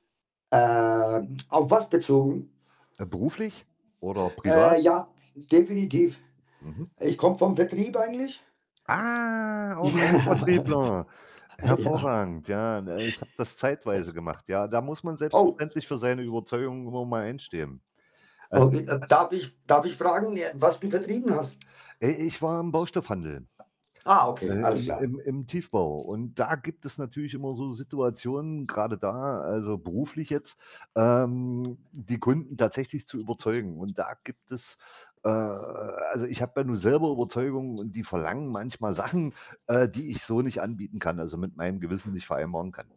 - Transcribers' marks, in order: drawn out: "Ähm"; other background noise; background speech; tapping; drawn out: "Ah"; laughing while speaking: "Ja"; distorted speech; unintelligible speech; drawn out: "äh"
- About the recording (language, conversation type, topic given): German, unstructured, Wann ist es wichtig, für deine Überzeugungen zu kämpfen?